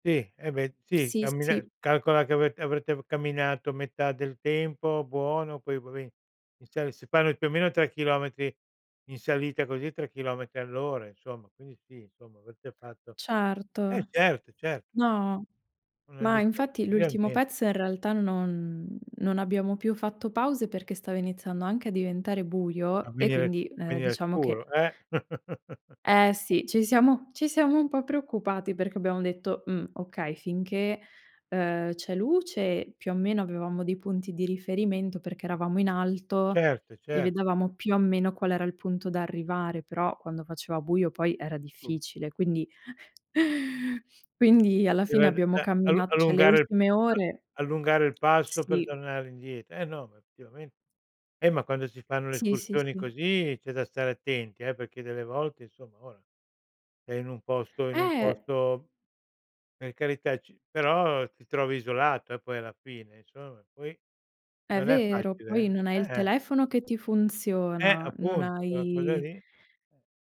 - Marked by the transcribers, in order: chuckle; unintelligible speech; tapping; "cioè" said as "ceh"; unintelligible speech; other background noise
- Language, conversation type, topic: Italian, podcast, Quale escursione non dimenticherai mai e perché?